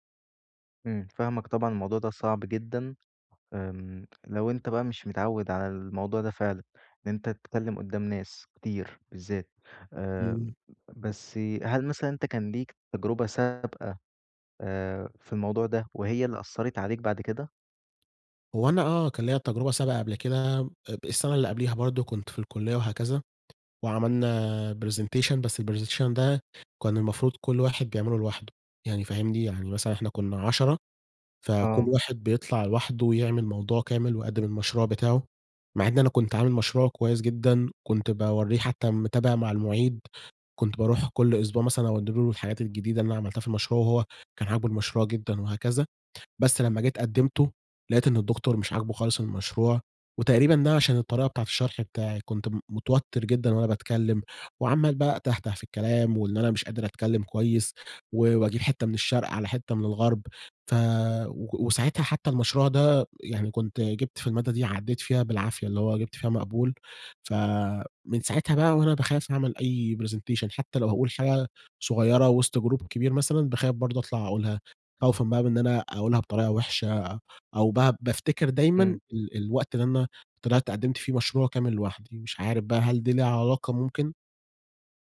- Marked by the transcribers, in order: tapping; in English: "presentation"; in English: "الpresentation"; in English: "presentation"; in English: "جروب"; other background noise
- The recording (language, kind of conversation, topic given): Arabic, advice, إزاي أتغلب على الخوف من الكلام قدام الناس في اجتماع أو قدام جمهور؟